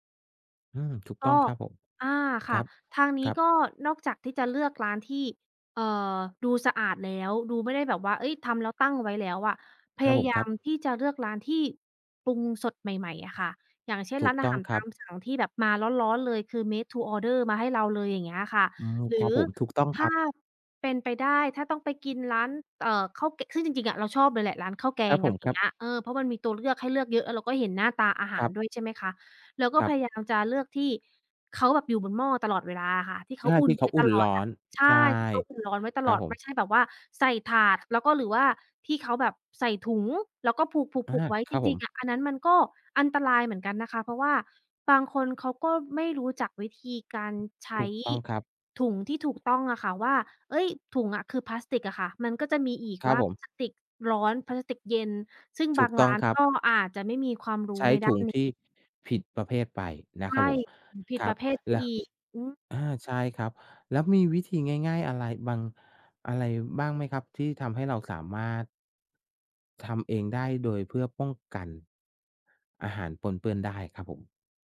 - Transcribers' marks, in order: other background noise; tapping; in English: "made to order"
- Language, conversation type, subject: Thai, unstructured, คุณกลัวไหมถ้าอาหารที่คุณกินมีเชื้อโรคปนเปื้อน?